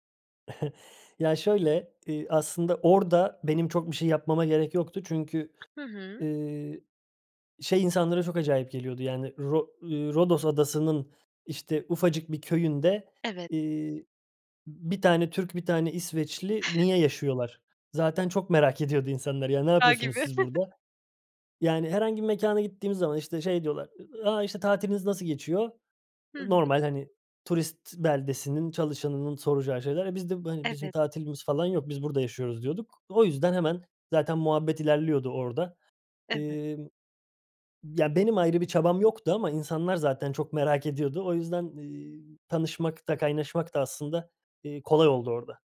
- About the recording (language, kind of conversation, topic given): Turkish, podcast, Yeni bir semte taşınan biri, yeni komşularıyla ve mahalleyle en iyi nasıl kaynaşır?
- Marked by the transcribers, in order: giggle; other background noise; unintelligible speech; chuckle